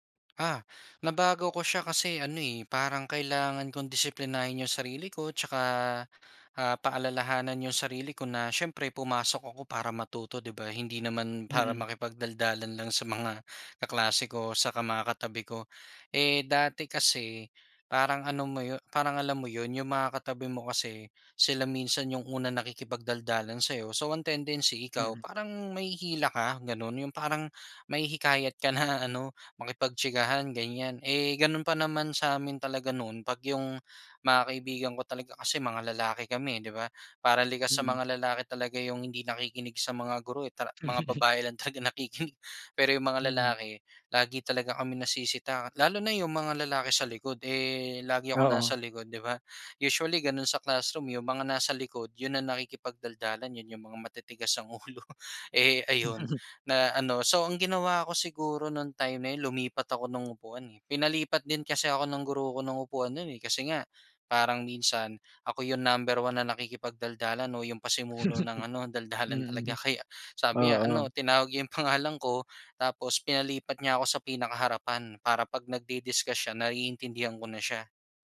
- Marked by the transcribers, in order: in English: "tendency"; laughing while speaking: "talaga nakikinig"; chuckle
- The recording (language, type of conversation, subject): Filipino, podcast, Paano ka nakikinig para maintindihan ang kausap, at hindi lang para makasagot?